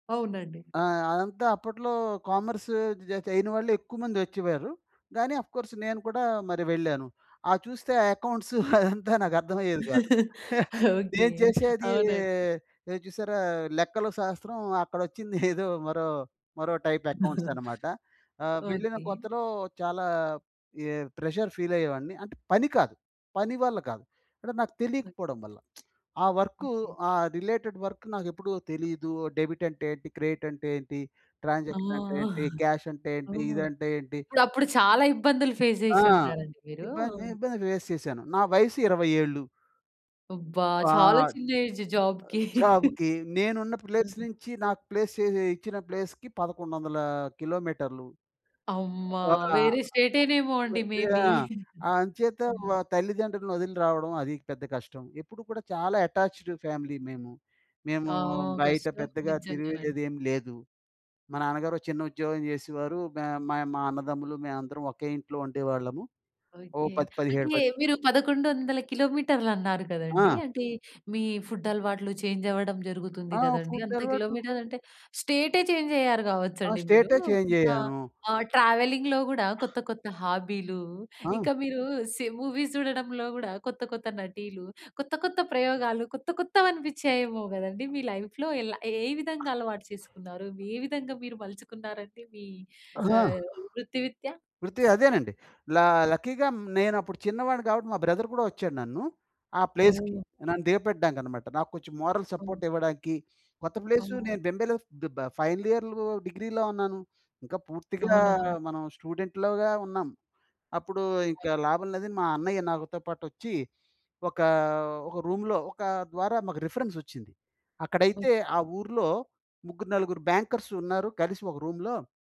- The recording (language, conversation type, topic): Telugu, podcast, మీరు మీ నిజమైన వ్యక్తిత్వాన్ని ఎలా కనుగొన్నారు?
- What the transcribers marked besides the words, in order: in English: "కామర్స్"; in English: "అఫ్ కోర్స్"; in English: "అకౌంట్స్"; chuckle; laugh; chuckle; giggle; in English: "టైప్ అకౌంట్స్"; chuckle; in English: "ప్రెషర్ ఫీల్"; lip smack; other noise; in English: "రిలేటెడ్ వర్క్"; in English: "డెబిట్"; in English: "క్రెడిట్"; in English: "ట్రాన్సాక్షన్"; chuckle; in English: "క్యాష్"; other background noise; in English: "ఫేస్"; in English: "ఫేస్"; in English: "జాబ్‌కి"; in English: "ఏజ్ జాబ్‌కి"; chuckle; in English: "ప్లేస్"; in English: "ప్లేస్‌కి"; in English: "మే బీ"; giggle; in English: "అటాచ్‌డ్ ఫ్యామిలీ"; in English: "ఫుడ్"; in English: "చేంజ్"; in English: "ఫుడ్"; in English: "చేంజ్"; in English: "చేంజ్"; in English: "ట్రావెలింగ్‌లో"; in English: "మూవీస్"; in English: "లైఫ్‌లో"; in English: "ల లక్కీగా"; in English: "బ్రదర్"; in English: "ప్లేస్‌కి"; in English: "మోరల్ సపోర్ట్"; in English: "ఫైనల్ ఇయర్‌లో"; in English: "స్టూడెంట్‌లోగా"; in English: "రూమ్‌లో"; in English: "రిఫరెన్స్"; in English: "బ్యాంకర్స్"; in English: "రూమ్‌లో"